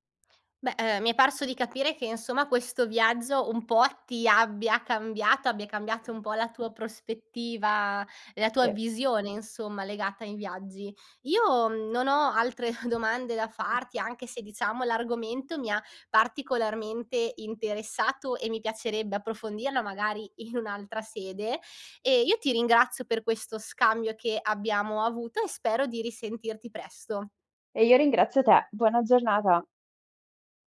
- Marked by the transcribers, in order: other background noise; laughing while speaking: "in"
- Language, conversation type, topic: Italian, podcast, Raccontami di un viaggio che ti ha cambiato la vita?